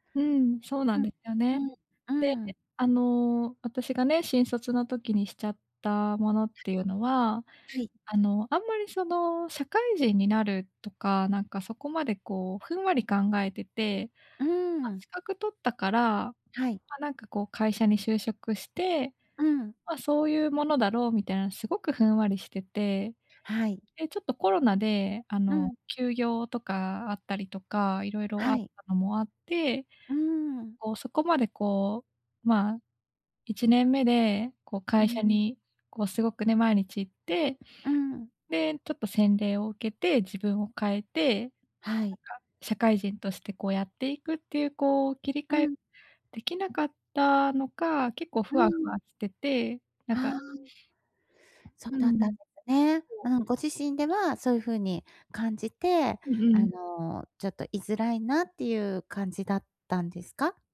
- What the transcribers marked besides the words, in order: other background noise
- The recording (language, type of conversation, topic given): Japanese, advice, どうすれば批判を成長の機会に変える習慣を身につけられますか？
- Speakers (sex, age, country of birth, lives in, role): female, 25-29, Japan, Japan, user; female, 50-54, Japan, Japan, advisor